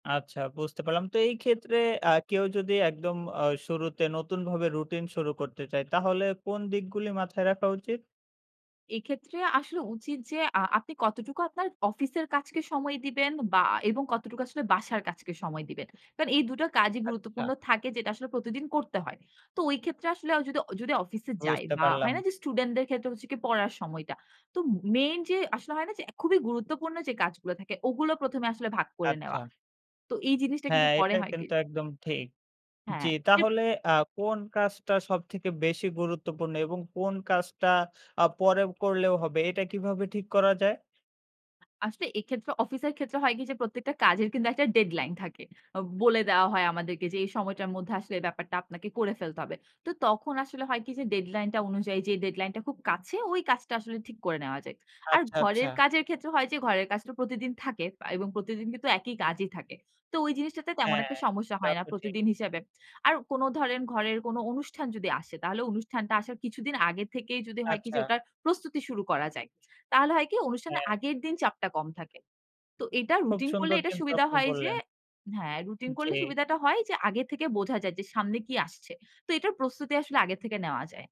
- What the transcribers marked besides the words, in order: tapping; unintelligible speech; other background noise
- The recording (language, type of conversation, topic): Bengali, podcast, আপনি কীভাবে কাজের অগ্রাধিকার নির্ধারণ করেন?